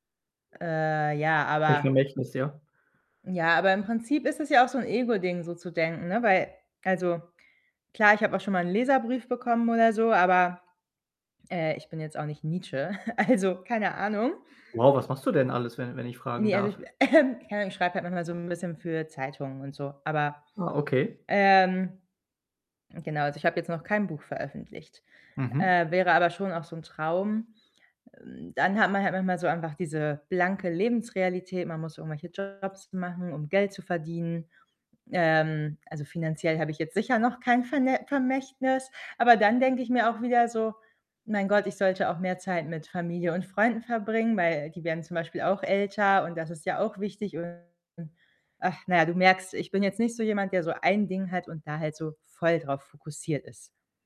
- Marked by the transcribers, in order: unintelligible speech; other background noise; chuckle; laughing while speaking: "Also"; other noise; static; distorted speech
- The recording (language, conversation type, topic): German, advice, Wie möchte ich in Erinnerung bleiben und was gibt meinem Leben Sinn?